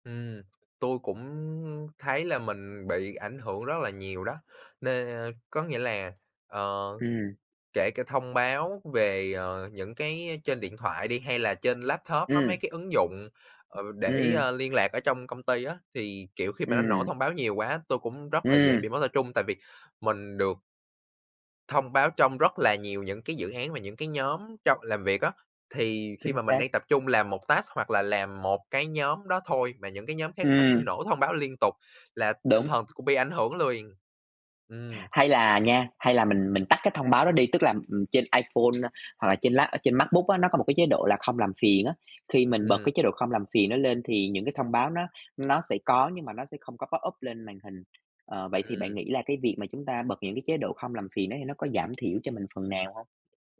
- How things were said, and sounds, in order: in English: "task"; "liền" said as "luyền"; tapping; in English: "pop up"
- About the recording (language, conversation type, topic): Vietnamese, unstructured, Làm thế nào để không bị mất tập trung khi học hoặc làm việc?